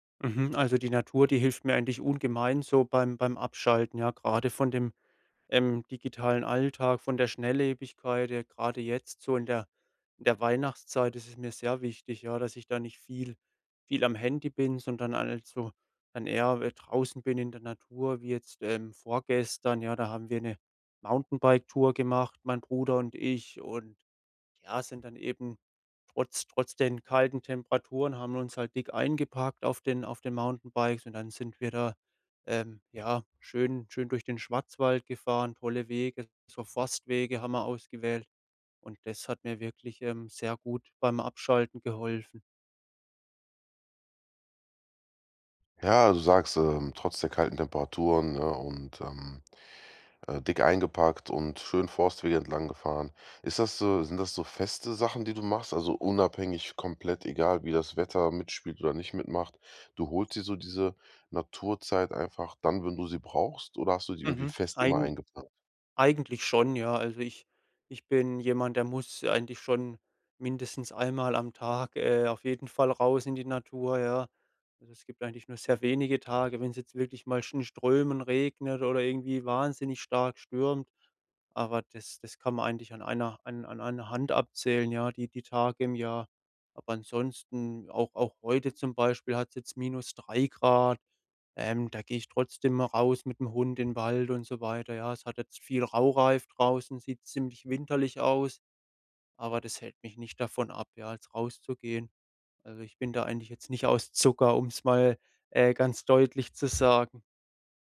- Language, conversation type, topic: German, podcast, Wie hilft dir die Natur beim Abschalten vom digitalen Alltag?
- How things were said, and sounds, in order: none